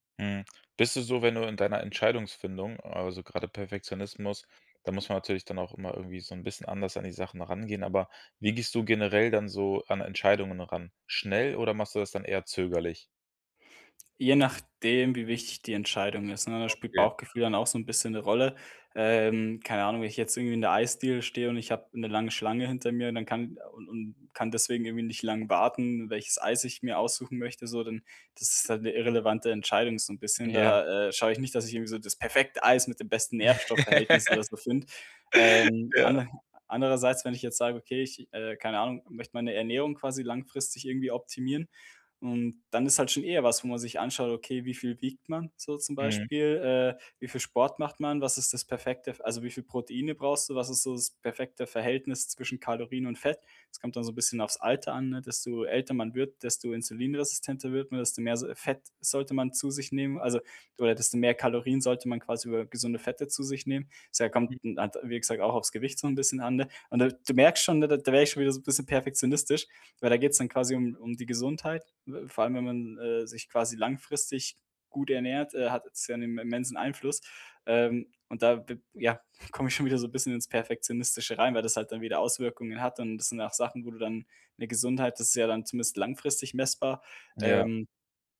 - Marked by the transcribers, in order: laugh; joyful: "Ja"; unintelligible speech
- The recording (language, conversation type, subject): German, podcast, Welche Rolle spielt Perfektionismus bei deinen Entscheidungen?